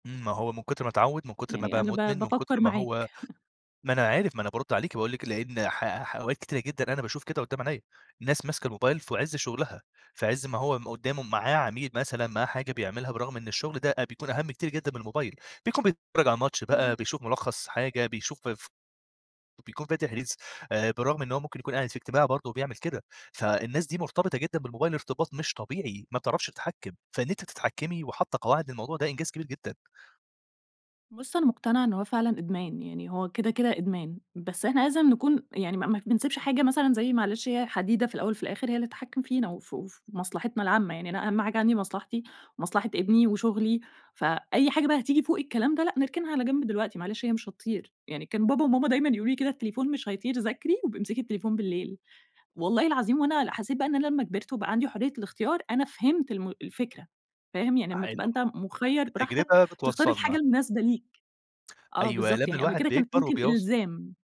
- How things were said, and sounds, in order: laugh; other background noise; in English: "ريلز"
- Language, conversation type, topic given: Arabic, podcast, إزاي بتحطوا حدود لاستخدام الموبايل في البيت؟